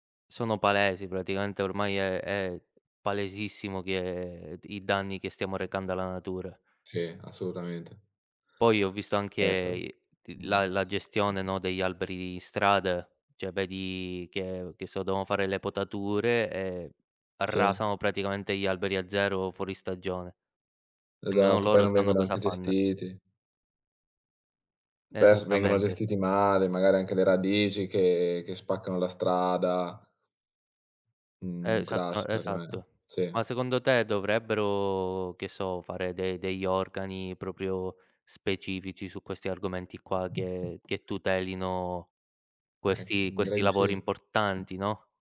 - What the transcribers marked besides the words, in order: tapping; "devono" said as "deono"; unintelligible speech; drawn out: "dovrebbero"; other background noise
- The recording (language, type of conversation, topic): Italian, unstructured, Cosa pensi della perdita delle foreste nel mondo?
- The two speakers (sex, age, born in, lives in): male, 20-24, Italy, Italy; male, 25-29, Italy, Italy